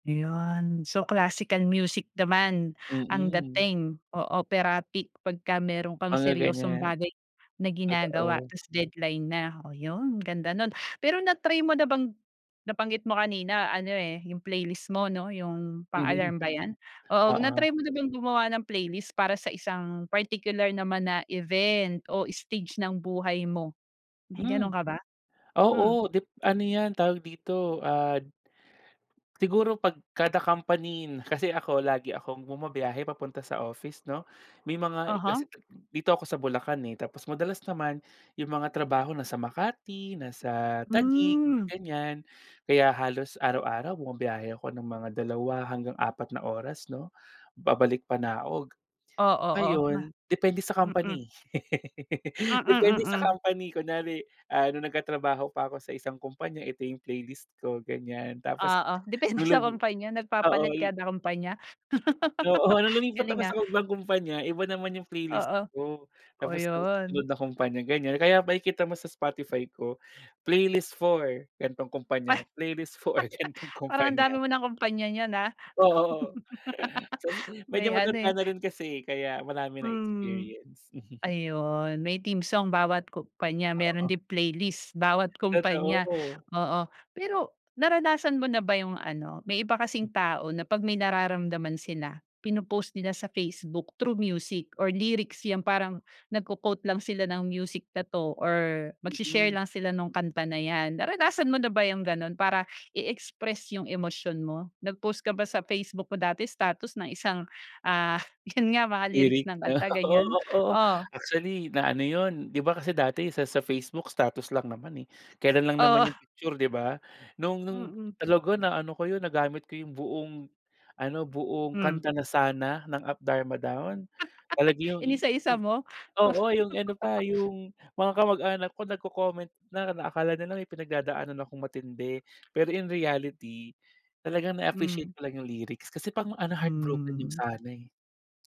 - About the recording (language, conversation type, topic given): Filipino, podcast, Paano nakakatulong ang musika sa araw-araw mong buhay?
- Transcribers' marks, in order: tapping; laughing while speaking: "Mhm"; giggle; laughing while speaking: "Depende sa company"; laughing while speaking: "depende sa"; laughing while speaking: "Oo nung lumipat sa ibang"; laugh; laughing while speaking: "playlist for, ganitong"; laugh; laugh; chuckle; laughing while speaking: "'yun nga"; laughing while speaking: "'no oo, oo"; laughing while speaking: "Oo"; chuckle; giggle